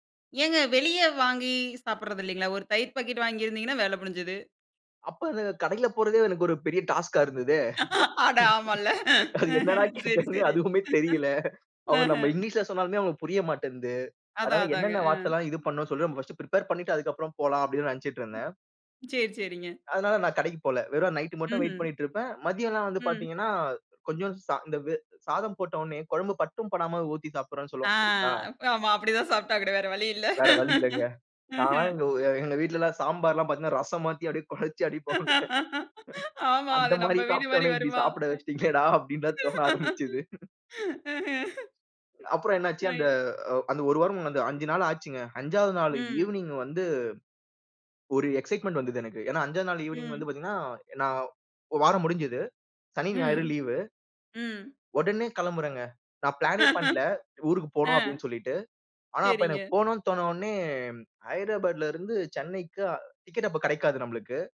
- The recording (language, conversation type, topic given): Tamil, podcast, மண்ணில் காலடி வைத்து நடக்கும்போது உங்கள் மனதில் ஏற்படும் மாற்றத்தை நீங்கள் எப்படி விவரிப்பீர்கள்?
- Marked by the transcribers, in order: laughing while speaking: "அப்ப அந்தக் கடைல போறதே எனக்கு … அவங்களுக்கு புரிய மாட்டேன்து"; in English: "டாஸ்கா"; laughing while speaking: "அட ஆமால்ல. ம்ஹ்ம் சரி, சரி. அஹ"; in English: "பிரிப்பேர்"; tapping; laughing while speaking: "ஆ, அப் ஆமா, அப்டிதான் சாப்டாகணும் வேற வழி இல்ல. அஹ்ம்"; other background noise; laughing while speaking: "வேற வழி இல்லங்க. நான்லாம் எங்க … அப்டின்னுதான் தோண ஆரம்பிச்சது"; laughing while speaking: "ஆமா. அது நம்ம வீடு மாரி வருமா? ம்ஹ்ம். ஐயே"; in English: "எக்சைட்மன்ட்"; in English: "பிளனே"; chuckle